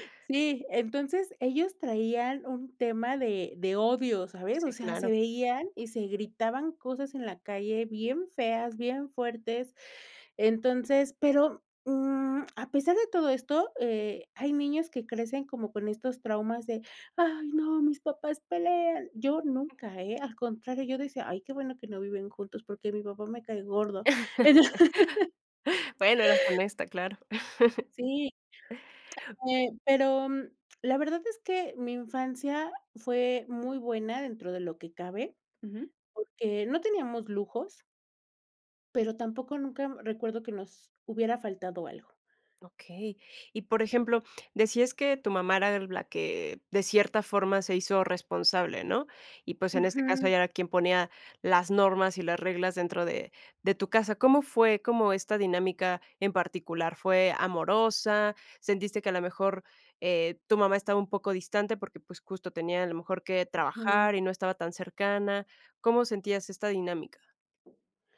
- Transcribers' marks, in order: put-on voice: "Ay no, mis papás pelean"; chuckle; laugh; other background noise; chuckle
- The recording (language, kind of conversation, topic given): Spanish, podcast, ¿Cómo era la dinámica familiar en tu infancia?